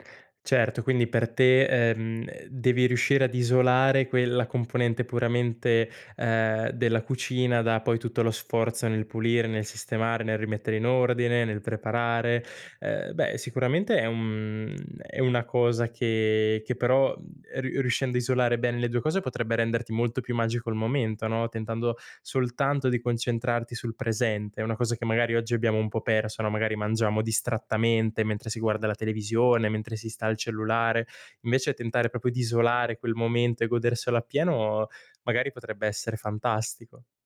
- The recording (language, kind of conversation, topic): Italian, podcast, C'è un piccolo gesto che, per te, significa casa?
- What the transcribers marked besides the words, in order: none